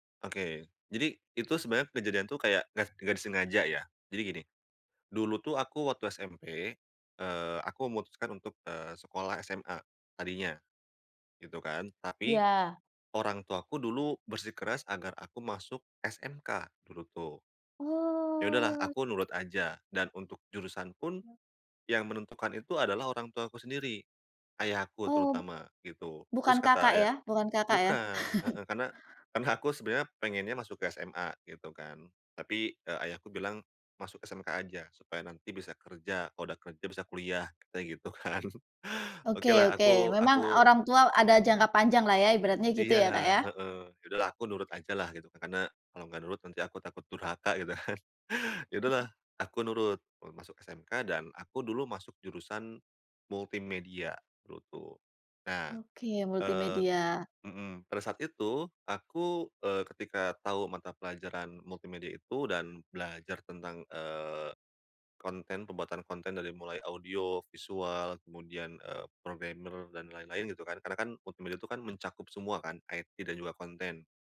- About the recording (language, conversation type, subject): Indonesian, podcast, Bagaimana cara menemukan minat yang dapat bertahan lama?
- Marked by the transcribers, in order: drawn out: "Oh"; tapping; chuckle; laughing while speaking: "karena"; laughing while speaking: "gitu kan"; other background noise; laughing while speaking: "gitu kan"; in English: "programmer"; in English: "IT"